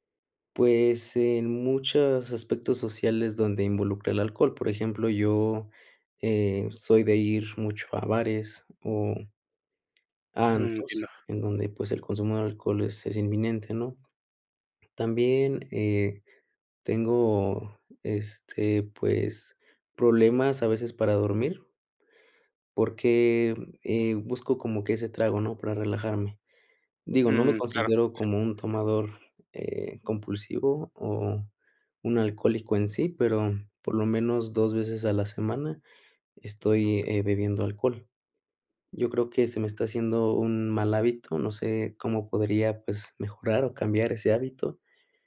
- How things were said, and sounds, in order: other background noise
- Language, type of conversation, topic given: Spanish, advice, ¿Cómo afecta tu consumo de café o alcohol a tu sueño?